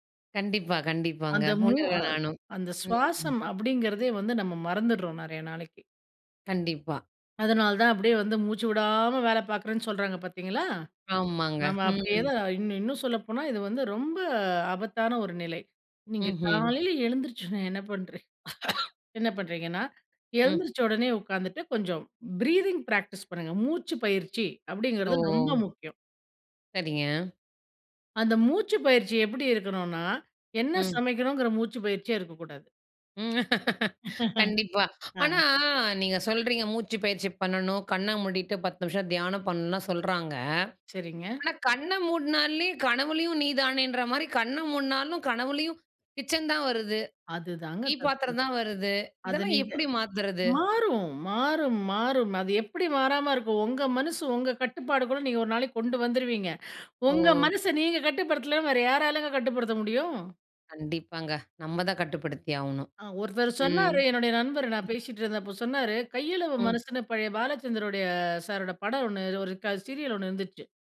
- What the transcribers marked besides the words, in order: other noise; other background noise; cough; in English: "ப்ரீத்திங் ப்ராக்டிஸ்"; laugh; inhale; laugh; inhale
- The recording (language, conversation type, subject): Tamil, podcast, மனதை அமைதியாக வைத்துக் கொள்ள உங்களுக்கு உதவும் பழக்கங்கள் என்ன?